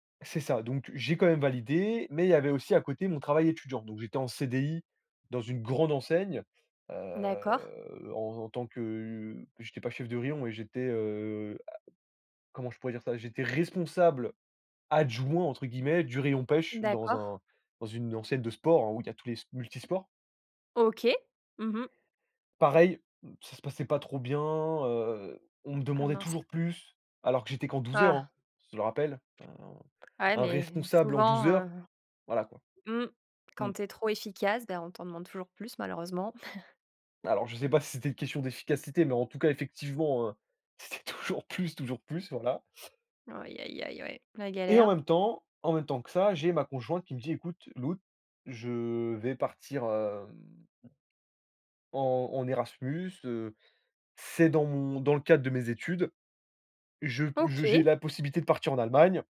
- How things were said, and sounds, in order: drawn out: "heu"; tapping; chuckle; laughing while speaking: "toujours plus, toujours plus"; other background noise
- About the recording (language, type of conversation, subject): French, podcast, Quel est ton tout premier souvenir en arrivant dans un autre endroit ?